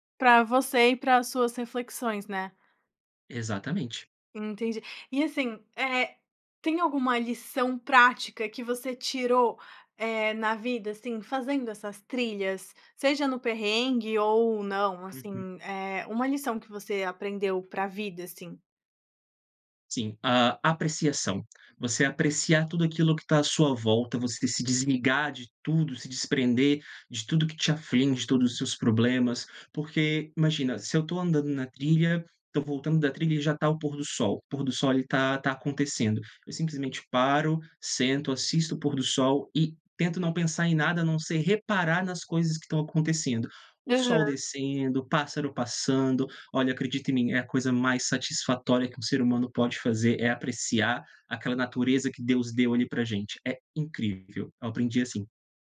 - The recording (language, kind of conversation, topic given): Portuguese, podcast, Já passou por alguma surpresa inesperada durante uma trilha?
- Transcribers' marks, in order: lip smack